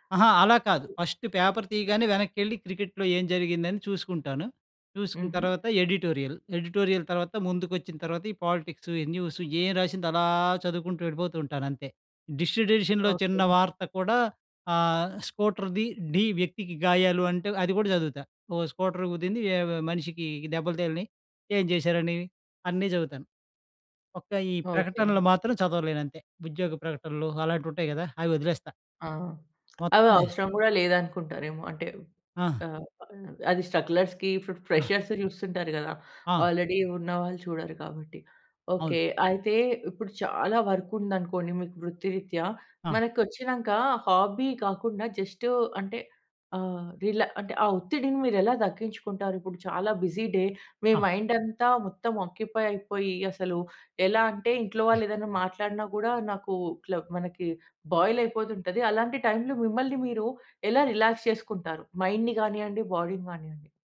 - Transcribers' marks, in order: in English: "పేపర్"; in English: "ఎడిటోరియల్. ఎడిటోరియల్"; in English: "డిస్ట్రిక్ట్ ఎడిషన్‌లో"; tongue click; in English: "స్ట్రగ్‌లర్స్‌కి"; in English: "ఫ్రెషర్స్‌ని"; in English: "ఆల్రెడీ"; in English: "వర్క్"; in English: "హాబీ"; in English: "జస్ట్"; in English: "బిజీ డే మీ మైండ్"; in English: "ఆక్యుపై"; in English: "బాయిల్"; in English: "టైమ్‌లో"; in English: "రిలాక్స్"; in English: "మైండ్‌ని"; in English: "బాడీని"
- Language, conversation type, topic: Telugu, podcast, మీకు విశ్రాంతినిచ్చే హాబీలు ఏవి నచ్చుతాయి?